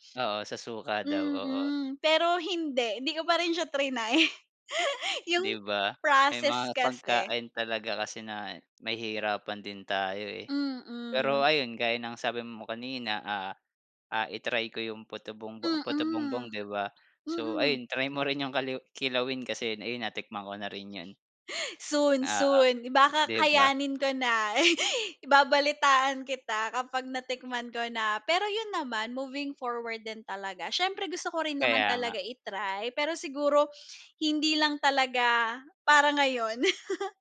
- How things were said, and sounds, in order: chuckle; tapping; gasp; chuckle
- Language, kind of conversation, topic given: Filipino, unstructured, Ano ang pinakanatatandaan mong pagkaing natikman mo sa labas?